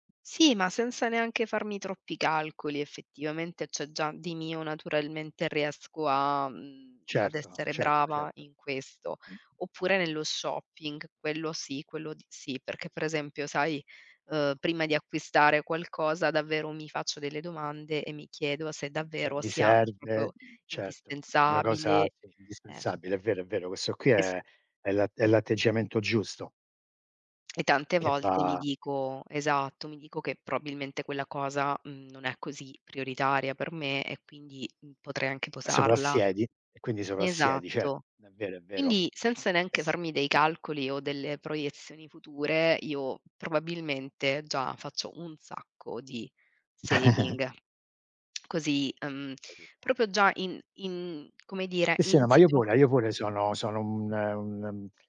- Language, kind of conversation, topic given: Italian, unstructured, Qual è il tuo piano per risparmiare in vista di un grande acquisto futuro?
- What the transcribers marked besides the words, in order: unintelligible speech; "proprio" said as "propio"; chuckle; in English: "saving"